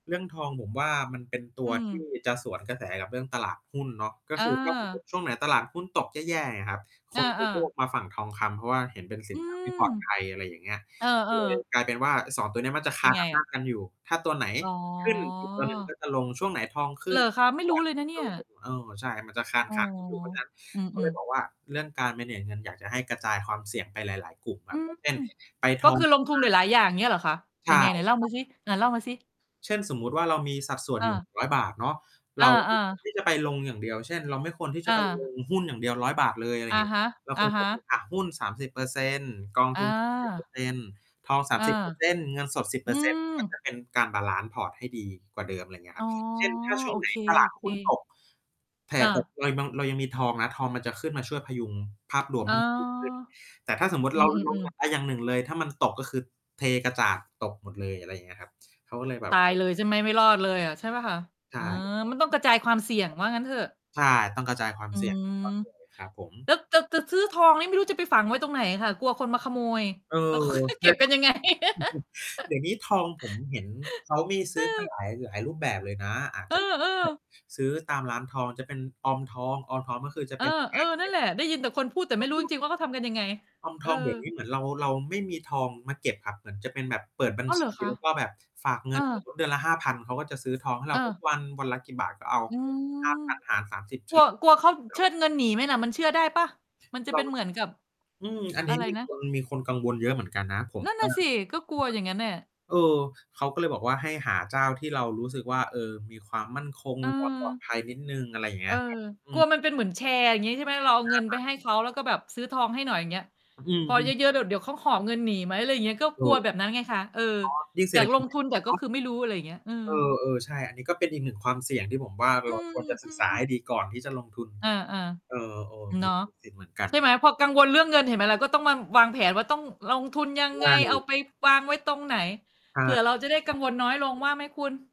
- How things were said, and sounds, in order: distorted speech; drawn out: "อ๋อ"; static; other animal sound; in English: "manage"; mechanical hum; unintelligible speech; drawn out: "อ๋อ"; "แห่" said as "แถ่"; tapping; other background noise; chuckle; laughing while speaking: "แล้วเขาจะเก็บกันยังไง ?"; laugh; unintelligible speech; unintelligible speech; unintelligible speech
- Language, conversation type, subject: Thai, unstructured, คุณเคยรู้สึกกังวลเรื่องเงินบ้างไหม?